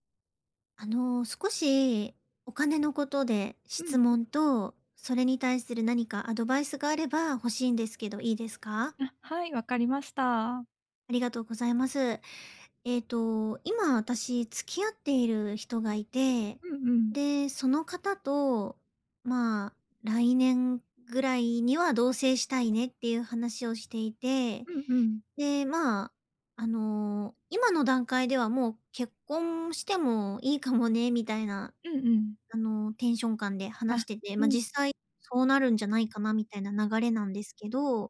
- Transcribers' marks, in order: unintelligible speech
- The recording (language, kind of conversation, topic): Japanese, advice, パートナーとお金の話をどう始めればよいですか？